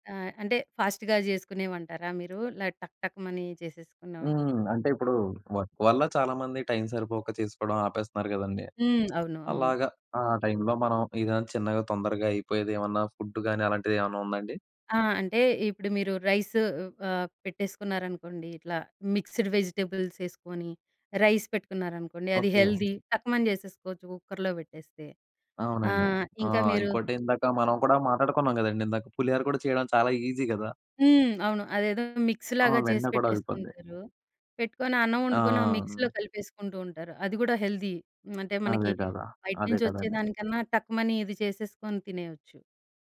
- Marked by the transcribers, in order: in English: "ఫాస్ట్‌గా"; in English: "వర్క్"; in English: "ఫుడ్"; in English: "రైస్"; in English: "మిక్స్‌డ్ వెజిటబుల్స్"; in English: "రైస్"; in English: "హెల్తీ"; tapping; in English: "ఈజీ"; in English: "మిక్స్‌లాగా"; in English: "మిక్స్‌లో"; in English: "హెల్తీ"
- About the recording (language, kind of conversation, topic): Telugu, podcast, మీ ఇంట్లో ప్రతిసారి తప్పనిసరిగా వండే ప్రత్యేక వంటకం ఏది?